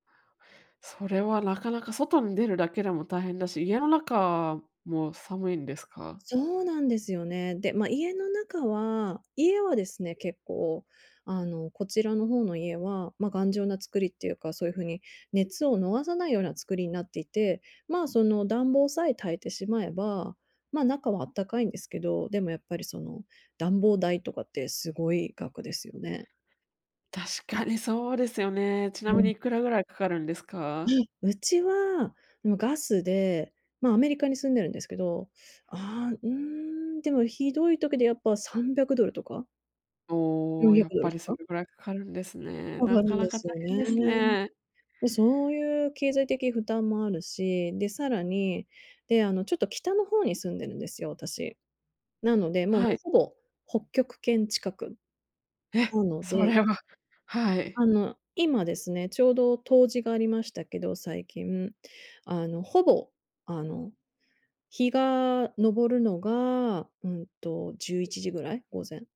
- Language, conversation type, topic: Japanese, advice, 未知の状況で、どうすればストレスを減らせますか？
- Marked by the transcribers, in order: tapping